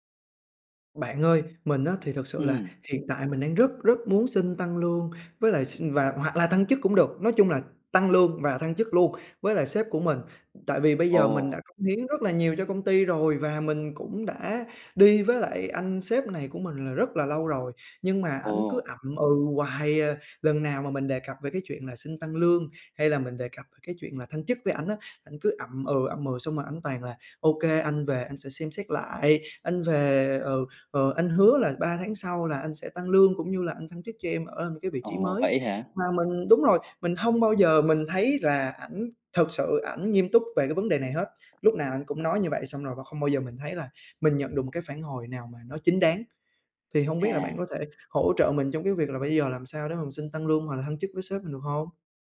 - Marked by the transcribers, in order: tapping
- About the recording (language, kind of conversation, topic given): Vietnamese, advice, Làm thế nào để xin tăng lương hoặc thăng chức với sếp?